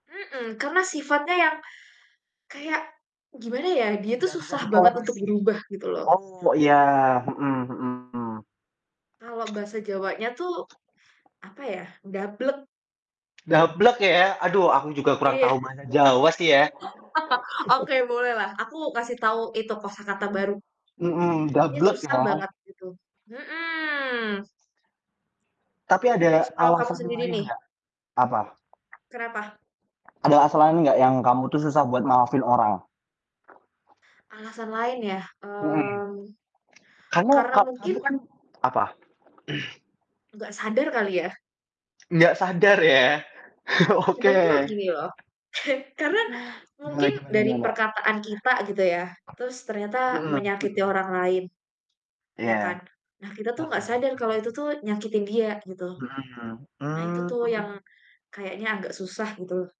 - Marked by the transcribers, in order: other background noise; distorted speech; laugh; chuckle; drawn out: "mhm"; throat clearing; laughing while speaking: "ya"; chuckle; static
- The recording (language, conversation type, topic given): Indonesian, unstructured, Apakah kamu pernah merasa sulit memaafkan seseorang, dan apa alasannya?
- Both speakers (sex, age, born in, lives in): female, 25-29, Indonesia, Indonesia; male, 20-24, Indonesia, Indonesia